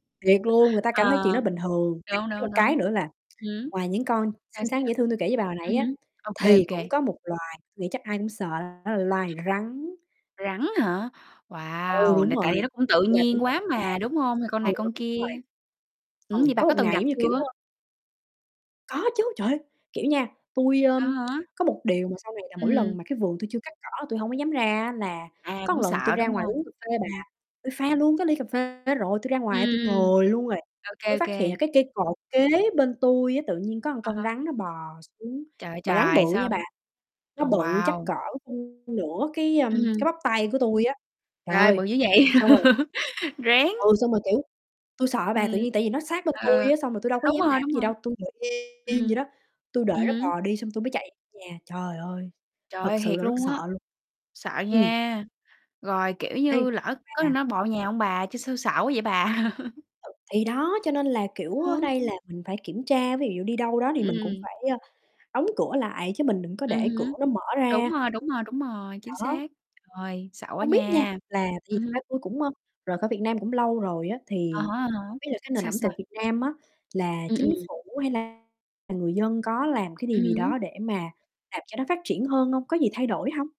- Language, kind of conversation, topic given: Vietnamese, unstructured, Điều gì khiến bạn cảm thấy tự hào về nơi bạn đang sống?
- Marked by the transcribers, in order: distorted speech; unintelligible speech; tapping; other background noise; other noise; "một" said as "ừn"; laugh; chuckle